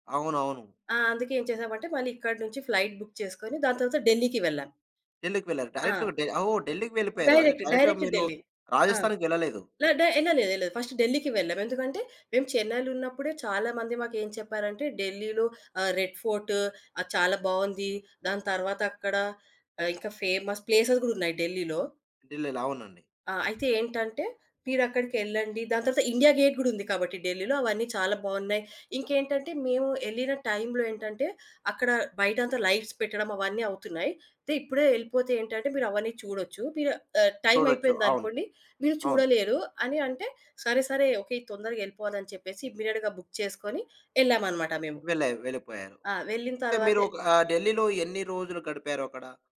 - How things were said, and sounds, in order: in English: "ఫ్లైట్ బుక్"; in English: "డైరెక్ట్‌గా"; in English: "డైరెక్ట్, డైరెక్ట్"; in English: "డైరెక్ట్‌గా"; in English: "ఫేమస్ ప్లేసెస్"; other background noise; in English: "లైట్స్"; in English: "ఇమ్మీడియేట్‌గా బుక్"
- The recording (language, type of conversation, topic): Telugu, podcast, మీకు ఇప్పటికీ గుర్తుండిపోయిన ఒక ప్రయాణం గురించి చెప్పగలరా?